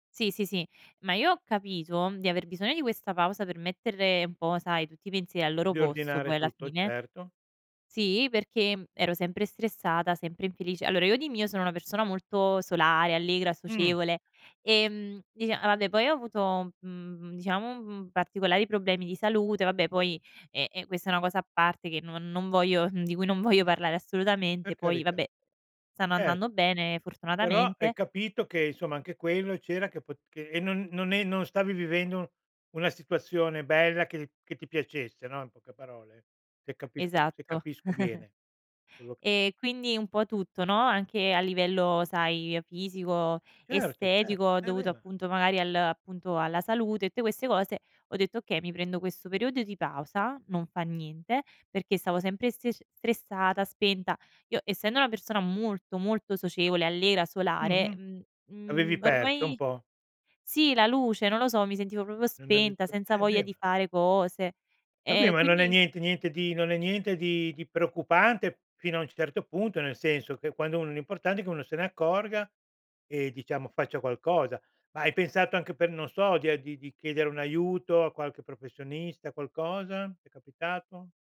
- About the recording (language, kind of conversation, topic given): Italian, podcast, Come capisci che hai bisogno di una pausa mentale?
- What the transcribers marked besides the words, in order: tapping; giggle; "tutte" said as "tte"; "proprio" said as "propo"; unintelligible speech